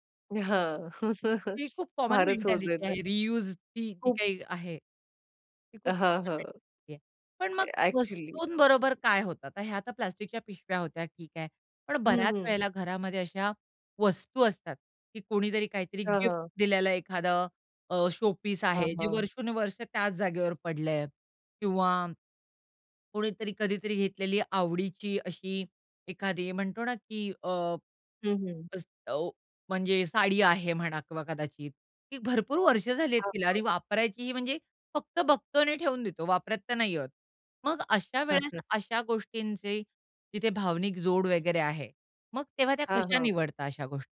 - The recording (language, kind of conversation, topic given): Marathi, podcast, गरज नसलेल्या वस्तू काढून टाकण्याची तुमची पद्धत काय आहे?
- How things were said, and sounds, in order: chuckle; in English: "कॉमन मेंटॅलिटी"; other background noise; in English: "रीयूज"; in English: "कॉमन मेंटॅलिटी"; tapping; chuckle